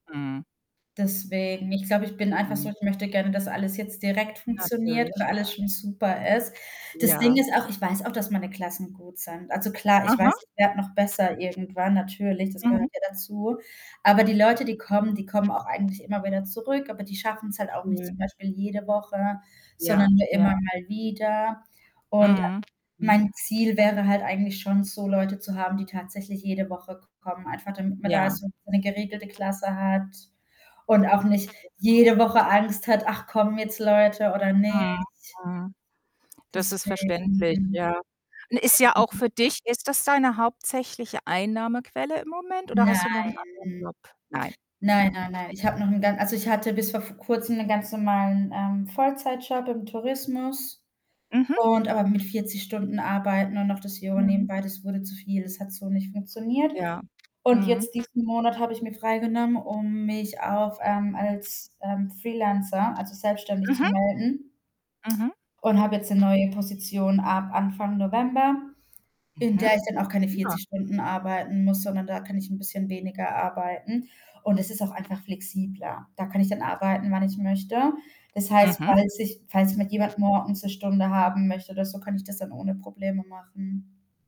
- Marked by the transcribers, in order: distorted speech; other background noise; unintelligible speech; static
- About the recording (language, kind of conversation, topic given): German, advice, Wie gehst du mit deiner Frustration über ausbleibende Kunden und langsames Wachstum um?